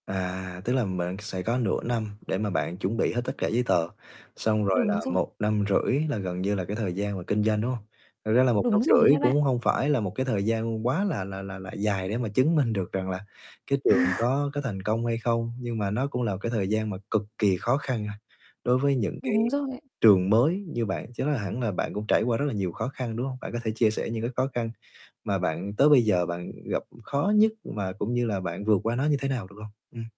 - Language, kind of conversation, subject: Vietnamese, advice, Làm sao tôi giữ được động lực khi tiến độ đạt mục tiêu rất chậm?
- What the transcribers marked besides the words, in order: static; other background noise; distorted speech; chuckle; "ấy" said as "ậy"; tapping